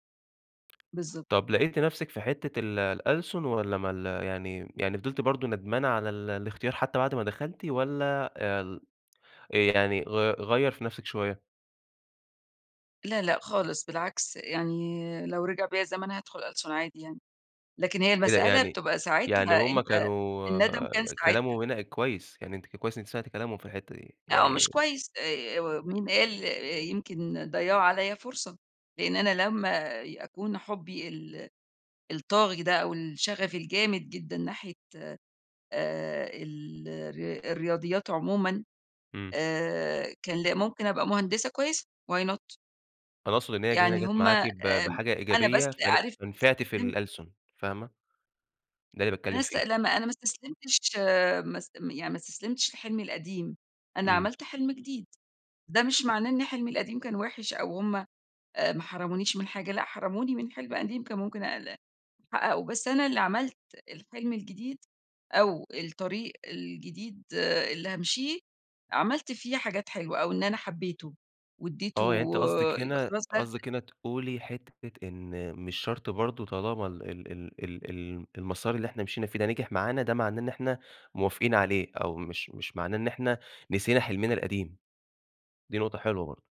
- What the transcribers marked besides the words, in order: other noise; in English: "why not؟"; unintelligible speech; other background noise; unintelligible speech
- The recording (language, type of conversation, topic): Arabic, podcast, إيه التجربة اللي خلّتك تسمع لنفسك الأول؟